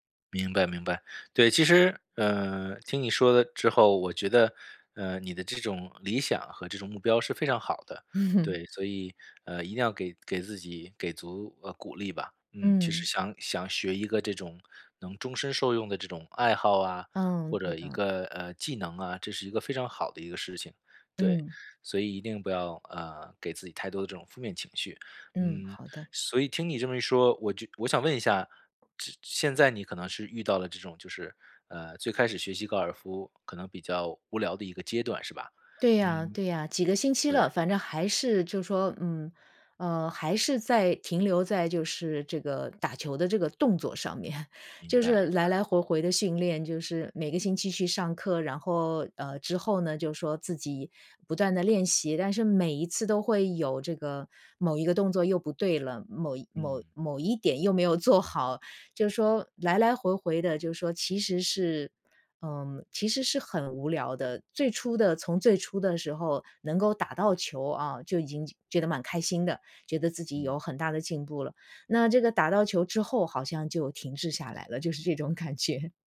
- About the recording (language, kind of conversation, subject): Chinese, advice, 我该如何选择一个有意义的奖励？
- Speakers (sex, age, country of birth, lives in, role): female, 55-59, China, United States, user; male, 35-39, China, United States, advisor
- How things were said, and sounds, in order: laugh; other background noise; laughing while speaking: "面"; laughing while speaking: "做好"; laughing while speaking: "这种感觉"